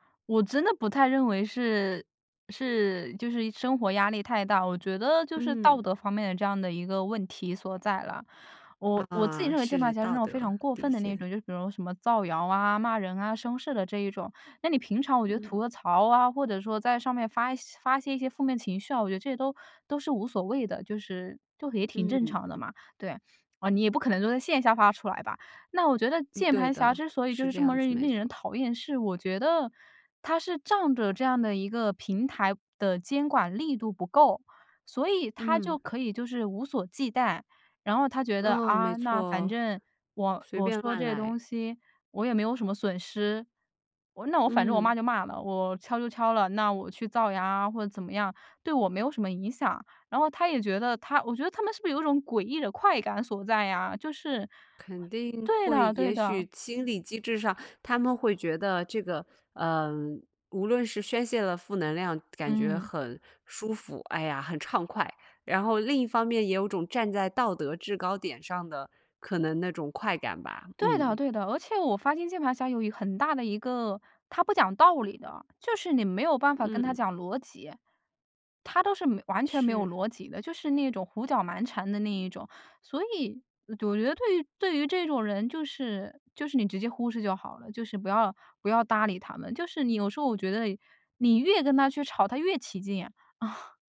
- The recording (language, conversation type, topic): Chinese, podcast, 社交媒体怎么改变故事的传播速度和方式？
- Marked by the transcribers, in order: tapping; other background noise; laughing while speaking: "啊"